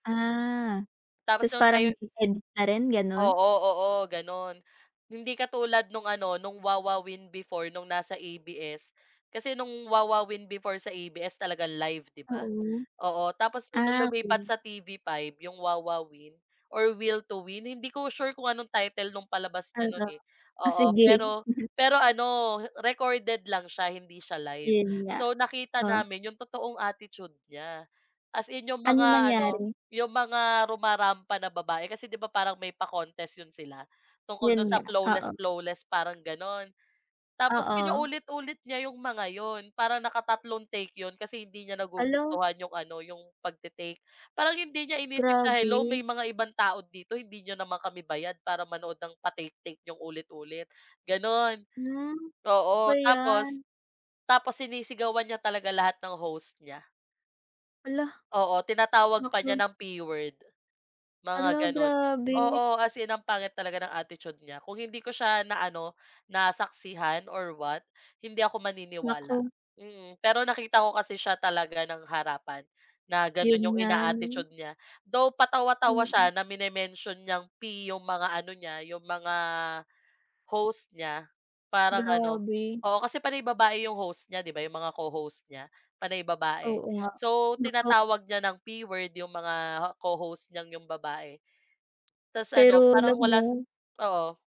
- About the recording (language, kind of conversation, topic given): Filipino, unstructured, Paano mo hinaharap at tinatanggap ang mga kontrobersiya sa mundo ng aliwan?
- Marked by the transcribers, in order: laughing while speaking: "o, sige"